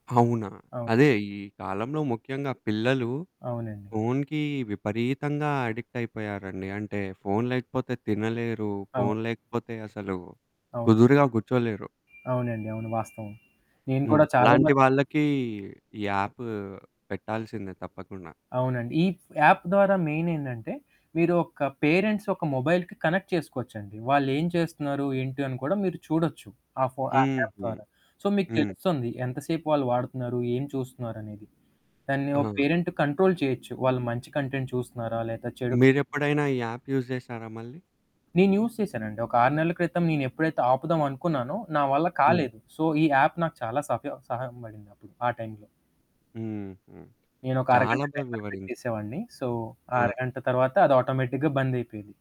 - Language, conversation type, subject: Telugu, podcast, స్మార్ట్‌ఫోన్ లేకుండా మీరు ఒక రోజు ఎలా గడుపుతారు?
- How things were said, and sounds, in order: static; in English: "అడిక్ట్"; horn; in English: "యాప్"; in English: "యాప్"; in English: "మెయిన్"; in English: "పేరెంట్స్"; in English: "మొబైల్‌కి కనెక్ట్"; in English: "యాప్"; in English: "సో"; in English: "పేరెంట్ కంట్రోల్"; in English: "కంటెంట్"; in English: "యాప్ యూజ్"; in English: "యూజ్"; in English: "సో"; in English: "యాప్"; other background noise; in English: "టైమర్"; in English: "సో"; in English: "ఆటోమేటిక్‌గా"